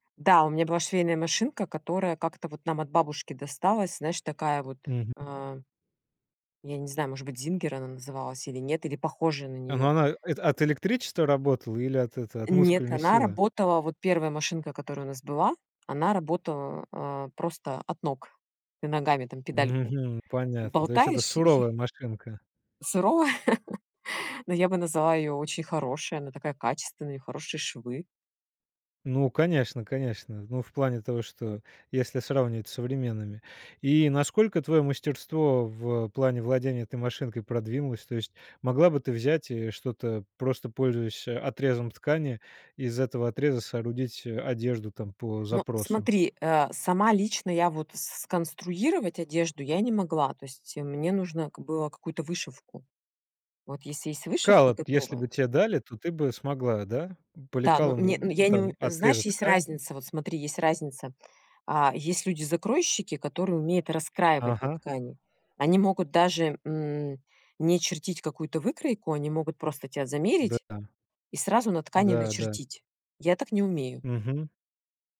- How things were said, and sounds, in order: chuckle; laugh
- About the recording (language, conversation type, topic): Russian, podcast, Как найти свой стиль, если не знаешь, с чего начать?